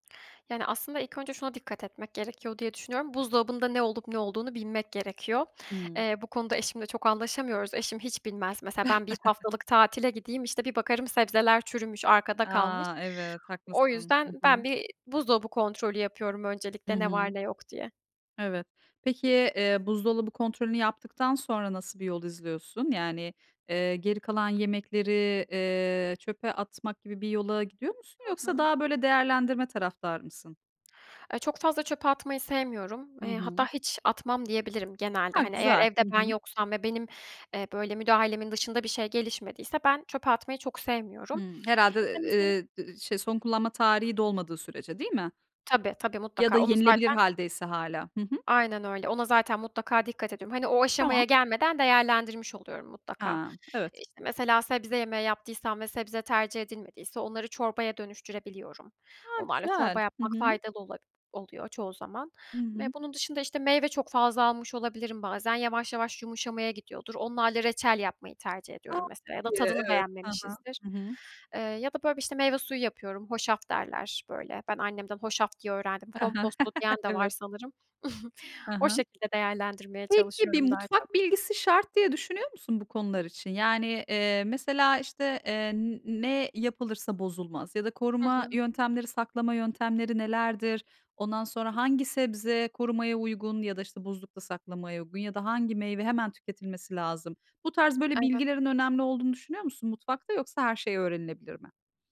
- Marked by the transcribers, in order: chuckle; other background noise; unintelligible speech; tapping; chuckle; snort
- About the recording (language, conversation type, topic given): Turkish, podcast, Kalan yemekleri değerlendirmenin yolları nelerdir?